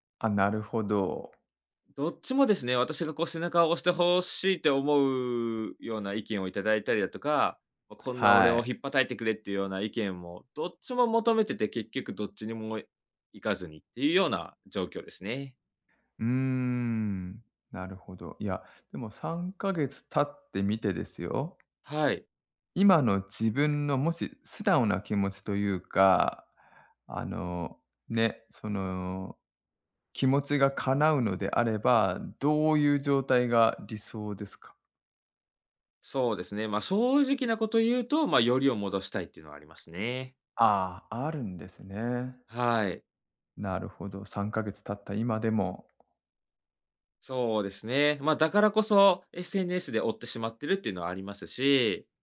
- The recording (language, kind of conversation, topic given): Japanese, advice, SNSで元パートナーの投稿を見てしまい、つらさが消えないのはなぜですか？
- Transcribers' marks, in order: other background noise